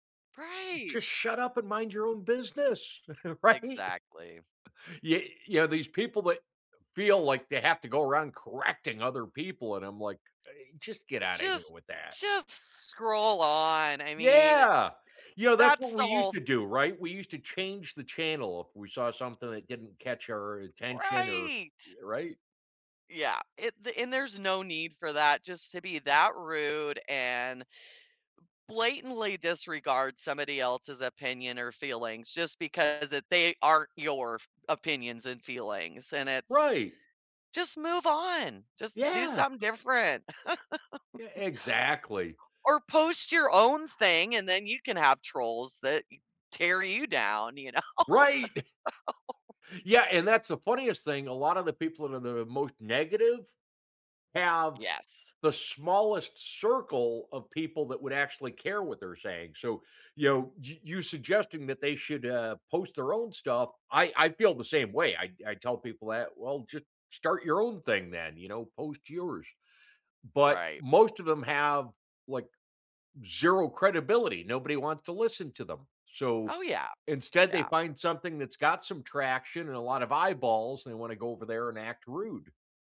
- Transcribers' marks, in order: laughing while speaking: "right?"; other background noise; stressed: "correcting"; tapping; laugh; chuckle; laughing while speaking: "know?"; laugh
- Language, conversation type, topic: English, unstructured, How does social media affect how we express ourselves?